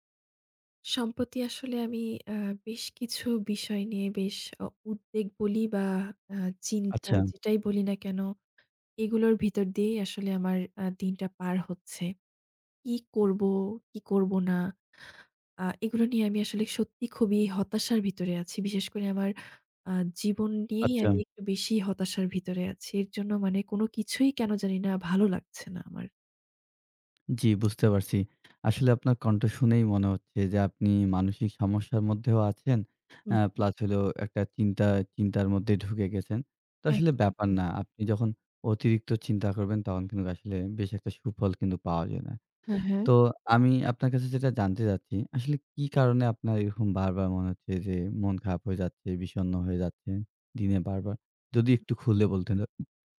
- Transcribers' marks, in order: unintelligible speech
- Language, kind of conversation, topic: Bengali, advice, কাজ করলেও কেন আপনার জীবন অর্থহীন মনে হয়?